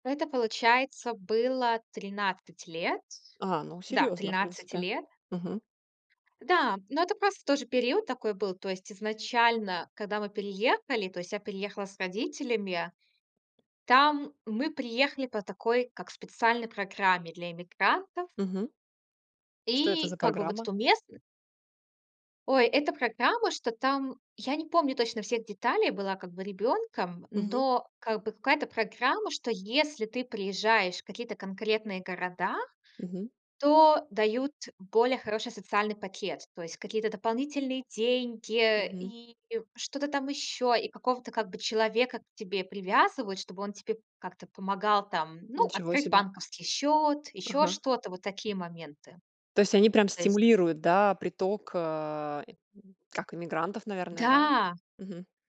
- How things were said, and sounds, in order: other background noise; tapping
- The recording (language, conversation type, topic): Russian, podcast, Какой переезд повлиял на твою жизнь и почему?